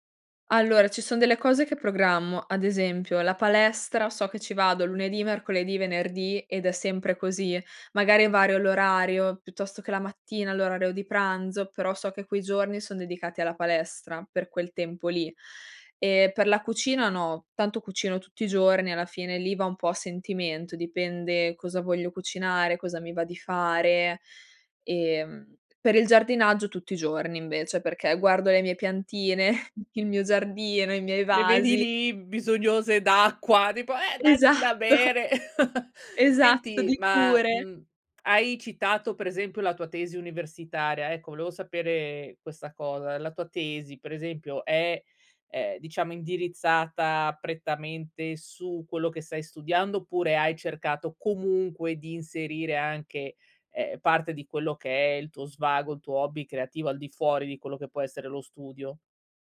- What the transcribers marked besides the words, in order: other background noise; tapping; laughing while speaking: "piantine"; put-on voice: "Eh, dacci da bere!"; laughing while speaking: "Esatto"; chuckle
- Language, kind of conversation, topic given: Italian, podcast, Come trovi l’equilibrio tra lavoro e hobby creativi?